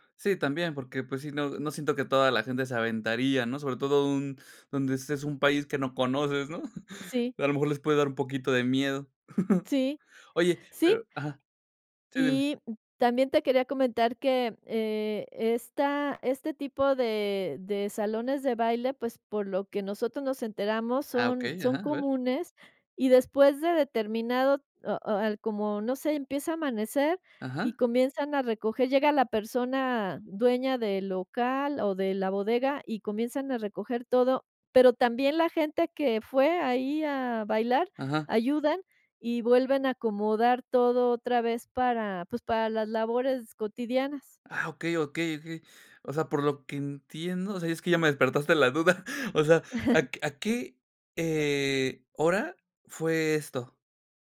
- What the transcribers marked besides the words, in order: chuckle; chuckle; chuckle; laughing while speaking: "duda"
- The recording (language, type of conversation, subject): Spanish, podcast, ¿Alguna vez te han recomendado algo que solo conocen los locales?